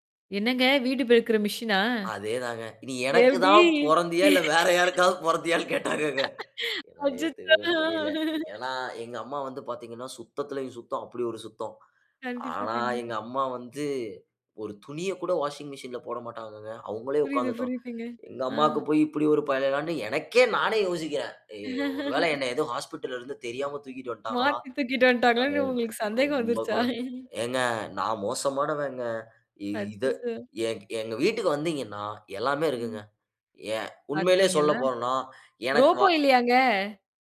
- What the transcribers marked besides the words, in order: laughing while speaking: "இதெப்படி!"; laughing while speaking: "வேற யாருக்காவது பொறந்தியான்னு கேட்டாரங்கங்க"; laughing while speaking: "அச்சச்சோ! ஆ, ஆ"; laugh; laughing while speaking: "மாத்தி தூக்கிட்டு வந்துட்டாங்களான்னு உங்களுக்கு சந்தேகம் வந்துருச்சா?"; laughing while speaking: "அச்சச்சோ!"
- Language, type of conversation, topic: Tamil, podcast, பணிகளை தானியங்கியாக்க எந்த சாதனங்கள் அதிகமாக பயனுள்ளதாக இருக்கின்றன என்று நீங்கள் நினைக்கிறீர்கள்?